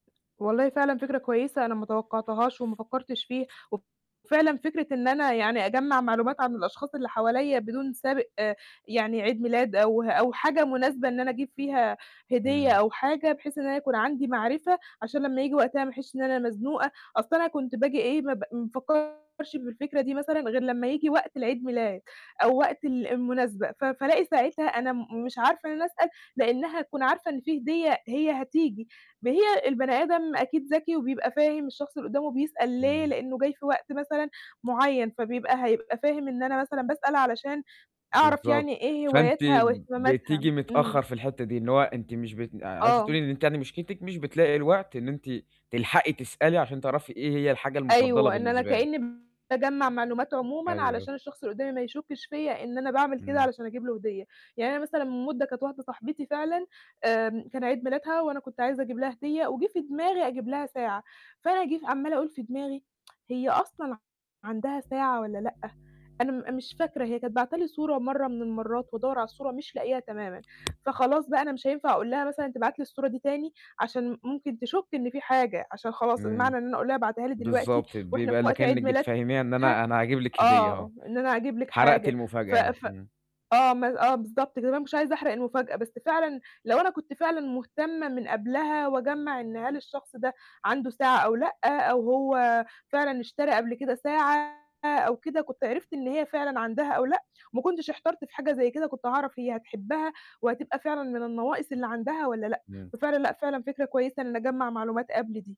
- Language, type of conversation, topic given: Arabic, advice, إزاي أقدر أختار هدية مثالية تناسب ذوق واحتياجات حد مهم بالنسبالي؟
- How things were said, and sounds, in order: tapping; other background noise; distorted speech; tsk; static